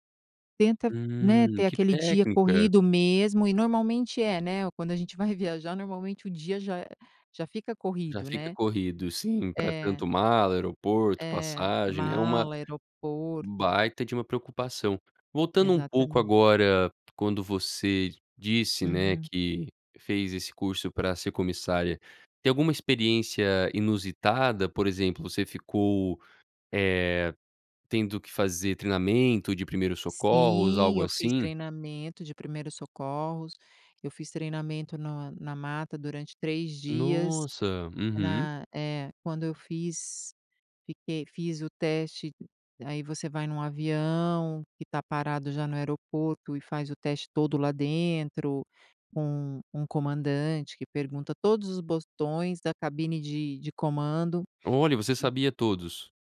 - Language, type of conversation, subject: Portuguese, podcast, Quando foi a última vez em que você sentiu medo e conseguiu superá-lo?
- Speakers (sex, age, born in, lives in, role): female, 50-54, Brazil, United States, guest; male, 18-19, United States, United States, host
- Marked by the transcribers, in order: laughing while speaking: "viajar"; tapping; other background noise